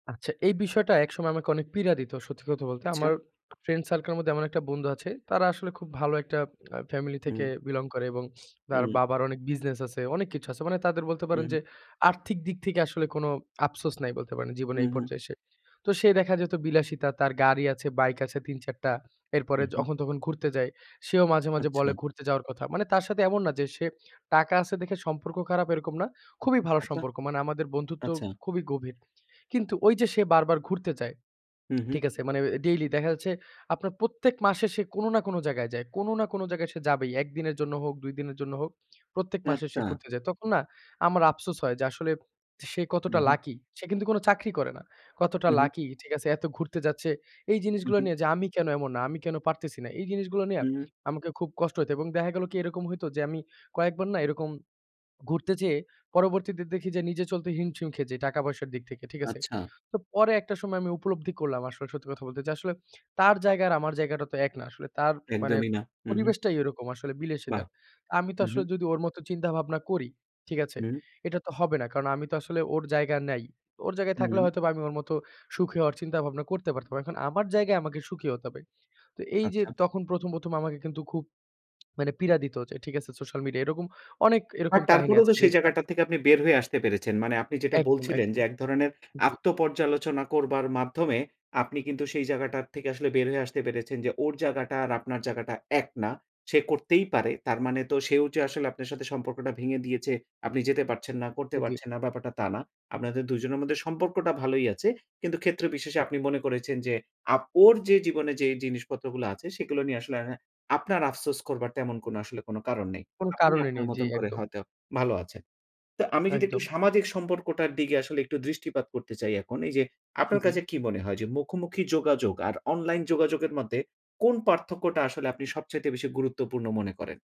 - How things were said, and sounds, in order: other background noise; in English: "বিলং"; tapping; "আছে" said as "আচে"; "দিকে" said as "দিগে"
- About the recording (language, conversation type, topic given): Bengali, podcast, কীভাবে আপনি অনলাইন জীবন ও বাস্তব জীবনের মধ্যে ভারসাম্য বজায় রাখেন?